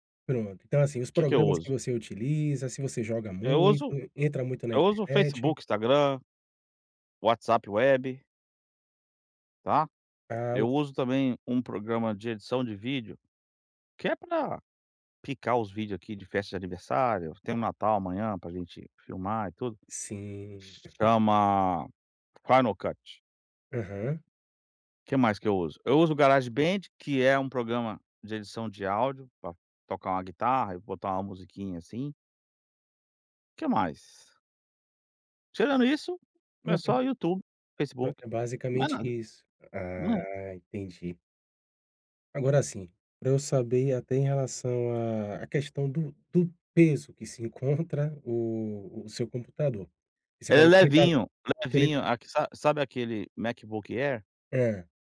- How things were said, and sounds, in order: chuckle
- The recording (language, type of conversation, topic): Portuguese, advice, Como posso limpar a bagunça digital e liberar espaço de armazenamento?